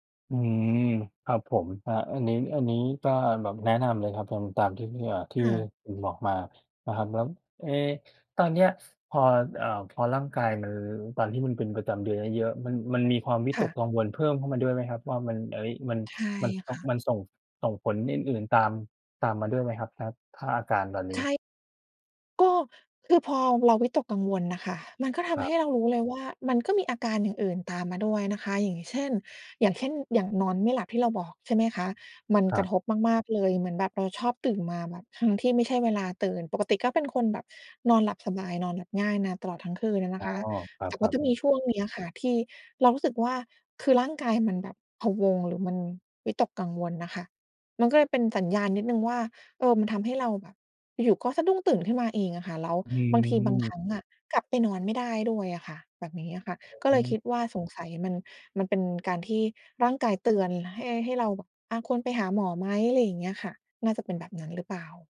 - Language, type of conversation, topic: Thai, advice, ทำไมฉันถึงวิตกกังวลเรื่องสุขภาพทั้งที่ไม่มีสาเหตุชัดเจน?
- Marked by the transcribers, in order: none